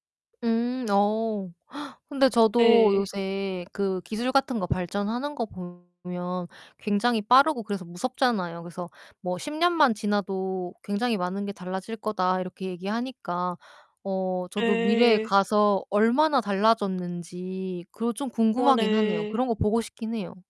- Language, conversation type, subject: Korean, unstructured, 시간 여행이 가능하다면 어느 시대로 가고 싶으신가요?
- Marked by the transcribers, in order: gasp; other background noise; tapping; distorted speech